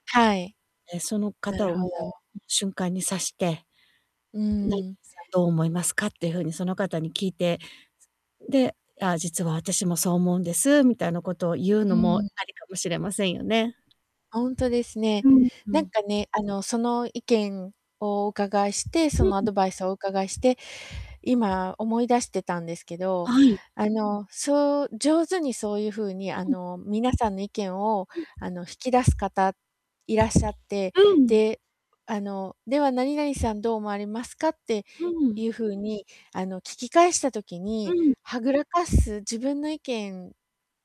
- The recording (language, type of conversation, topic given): Japanese, advice, グループで意見が言いにくいときに、自然に発言するにはどうすればいいですか？
- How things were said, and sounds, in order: distorted speech; unintelligible speech; static; other background noise; mechanical hum